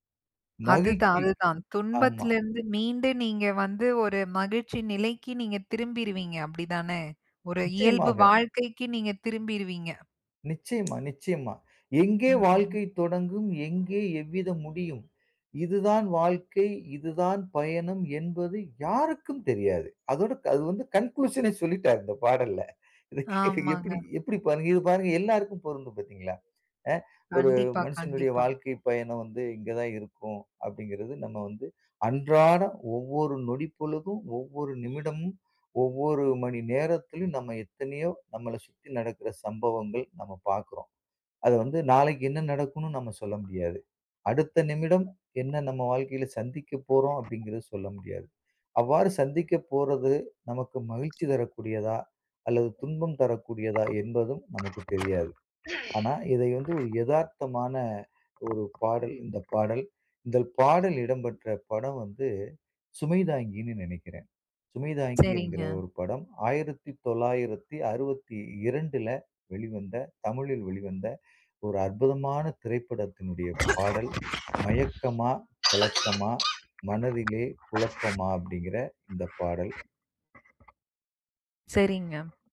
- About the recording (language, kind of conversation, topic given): Tamil, podcast, கடினமான நாட்களில் உங்களுக்கு ஆறுதல் தரும் பாடல் எது?
- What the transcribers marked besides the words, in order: other background noise; in English: "கன்க்ளூஷனே"; laugh; horn; other noise; tapping; cough